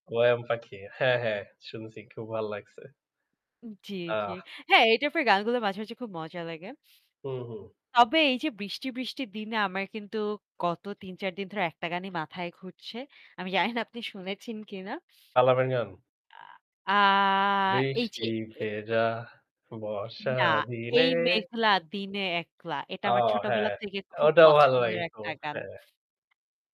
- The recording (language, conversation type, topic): Bengali, unstructured, আপনার প্রিয় গানের ধরন কী, এবং কেন?
- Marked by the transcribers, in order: static; other background noise; drawn out: "আ"; singing: "বৃষ্টি ভেজা বর্ষা দিনে"